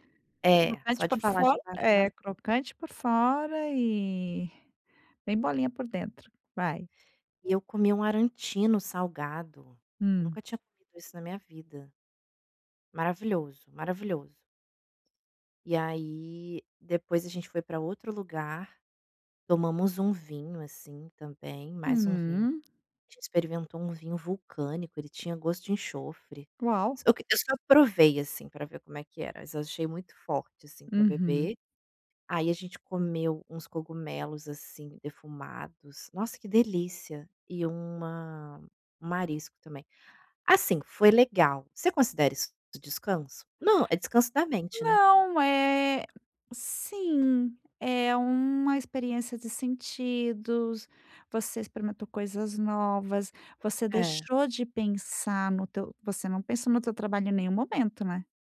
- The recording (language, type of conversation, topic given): Portuguese, advice, Como posso equilibrar melhor trabalho e descanso no dia a dia?
- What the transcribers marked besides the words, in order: tapping